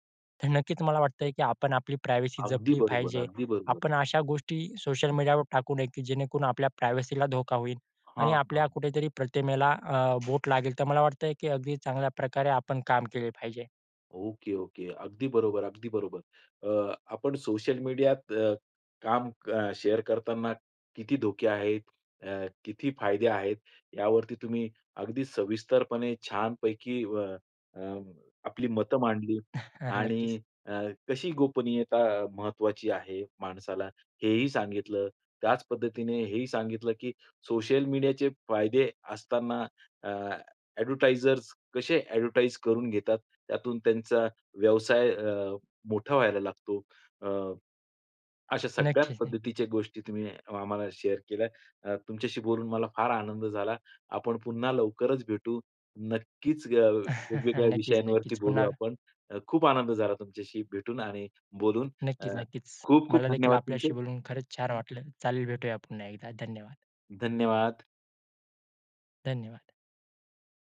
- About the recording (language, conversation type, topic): Marathi, podcast, सोशल मीडियावर आपले काम शेअर केल्याचे फायदे आणि धोके काय आहेत?
- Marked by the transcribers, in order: in English: "प्रायव्हसी"; in English: "प्रायव्हसी"; tapping; other background noise; in English: "शेअर"; chuckle; in English: "एडव्हर्टाइजर्स"; in English: "एडव्हर्टाइज"; in English: "शेअर"; chuckle